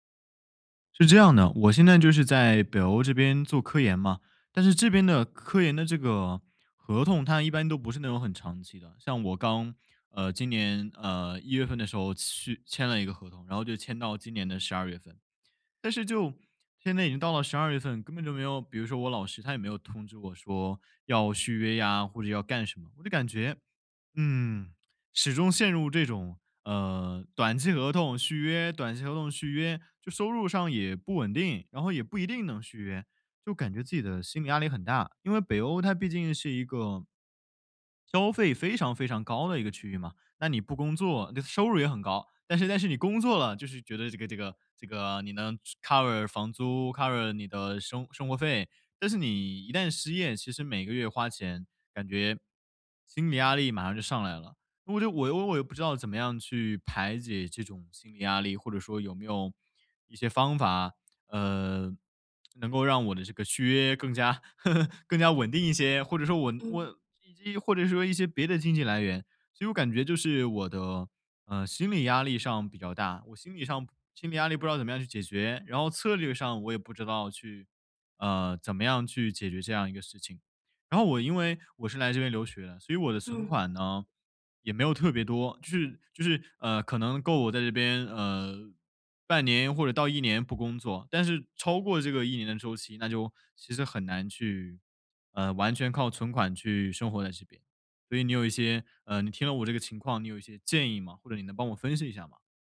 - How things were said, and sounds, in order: in English: "cover"; in English: "cover"; laugh; laughing while speaking: "更加稳定一些"; unintelligible speech
- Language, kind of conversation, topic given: Chinese, advice, 收入不稳定时，怎样减轻心理压力？
- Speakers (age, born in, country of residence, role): 20-24, China, Finland, user; 45-49, China, United States, advisor